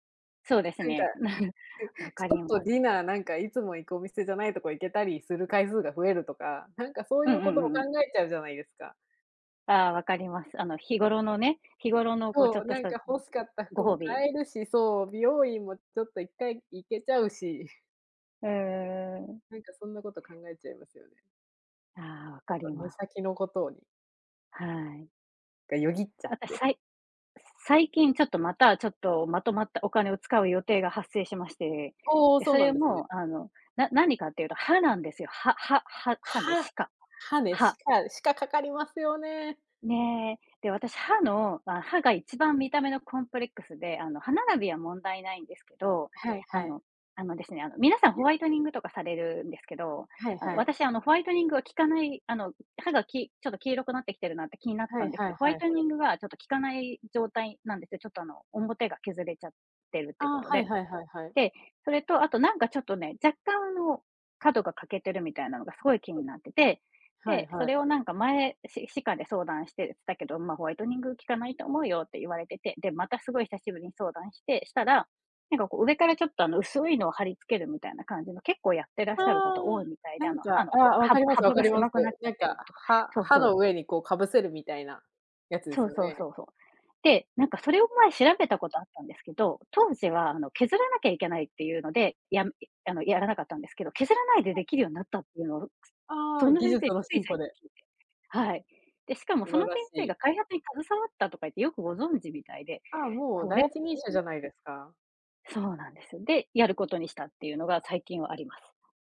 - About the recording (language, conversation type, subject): Japanese, unstructured, お金の使い方で大切にしていることは何ですか？
- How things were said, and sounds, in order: chuckle; other noise; chuckle; unintelligible speech; unintelligible speech; unintelligible speech; unintelligible speech; tapping; other background noise; unintelligible speech